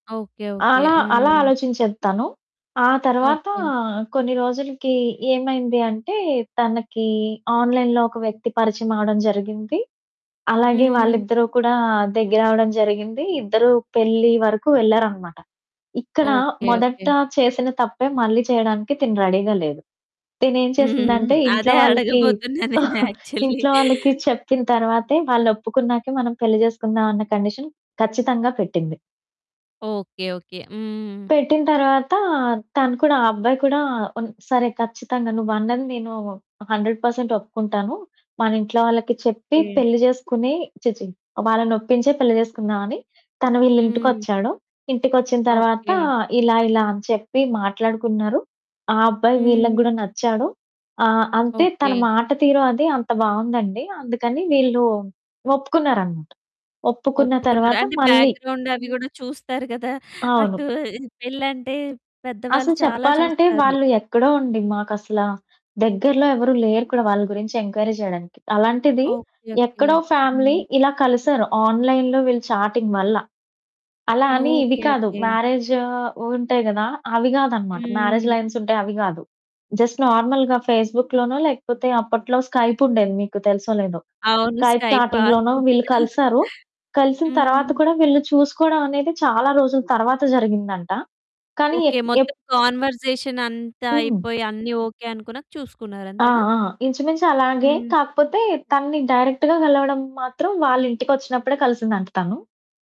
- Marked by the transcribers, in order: static; other background noise; in English: "ఆన్లైన్‌లో"; in English: "రెడీగా"; laughing while speaking: "హ్మ్. అదే అడగబోతున్నా నేను యాక్చువల్లీ"; chuckle; in English: "యాక్చువల్లీ"; in English: "కండీషన్"; in English: "హండ్రెడ్ పర్సెంట్"; distorted speech; in English: "బ్యాక్‌గ్రౌండ్"; in English: "ఎంక్వైరీ"; in English: "ఫ్యామిలీ"; in English: "ఆన్లైన్‌లో"; in English: "చాటింగ్"; in English: "మ్యారేజ్"; in English: "మ్యారేజ్ లైన్స్"; in English: "జస్ట్ నార్మల్‌గా ఫేస్‌బుక్‌లోనో"; in English: "స్కైప్"; in English: "స్కైప్ చాటింగ్‌లోనో"; in English: "స్కైప్, ఆర్కుట్"; chuckle; in English: "కాన్వర్సేషన్"; in English: "డైరెక్ట్‌గా"
- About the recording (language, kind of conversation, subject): Telugu, podcast, సామాజిక మాధ్యమాల్లో ఏర్పడే పరిచయాలు నిజజీవిత సంబంధాలుగా మారగలవా?